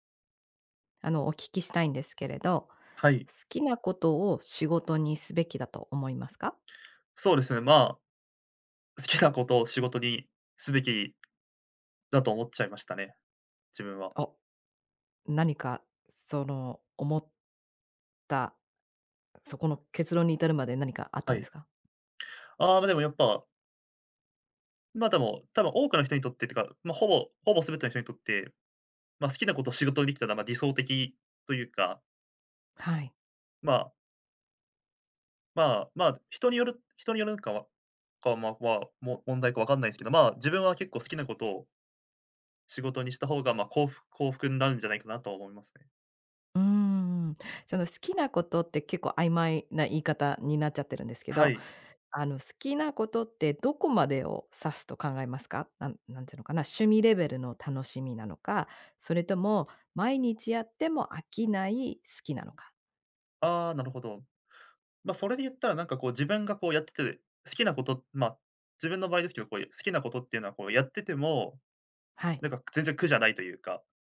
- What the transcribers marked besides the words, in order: laughing while speaking: "好きなことを"; tapping
- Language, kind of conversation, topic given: Japanese, podcast, 好きなことを仕事にすべきだと思いますか？